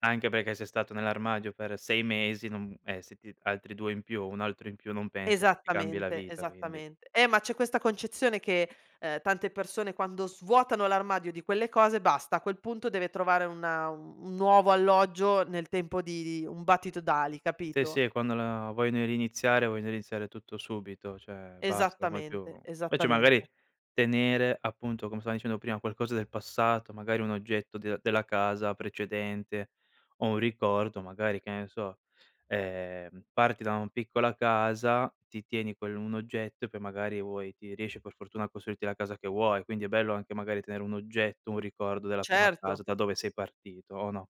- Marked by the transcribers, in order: "cioè" said as "ceh"
- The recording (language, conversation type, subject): Italian, podcast, Come decidi cosa tenere, vendere o donare?
- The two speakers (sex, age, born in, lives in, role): female, 40-44, Italy, Italy, guest; male, 25-29, Italy, Italy, host